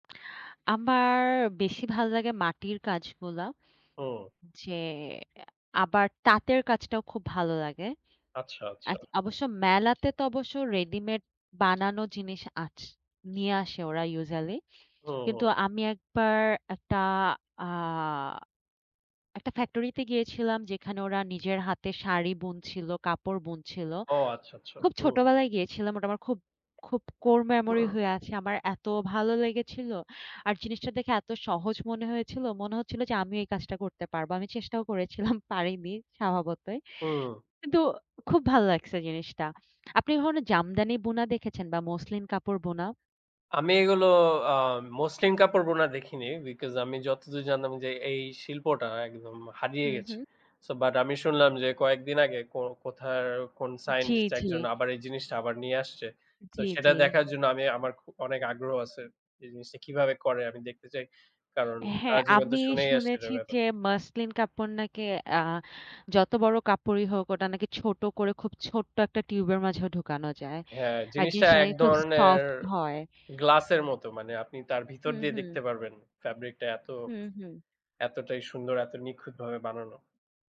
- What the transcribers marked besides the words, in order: other background noise; throat clearing; in English: "because"
- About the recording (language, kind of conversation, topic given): Bengali, unstructured, গ্রামবাংলার মেলা কি আমাদের সংস্কৃতির অবিচ্ছেদ্য অংশ?